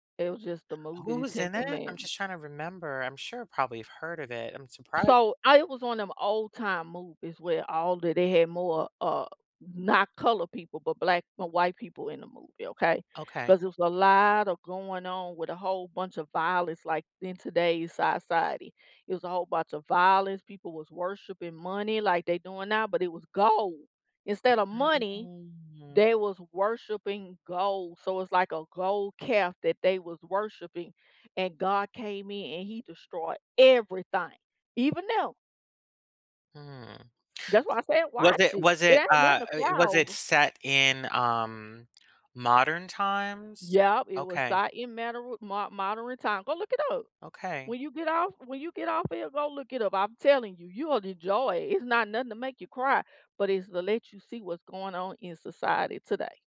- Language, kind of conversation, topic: English, unstructured, Have you ever been moved to tears by a song or a film?
- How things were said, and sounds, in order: "society" said as "Sai Sai Itee"; drawn out: "Mhm"; stressed: "gold"; stressed: "everything"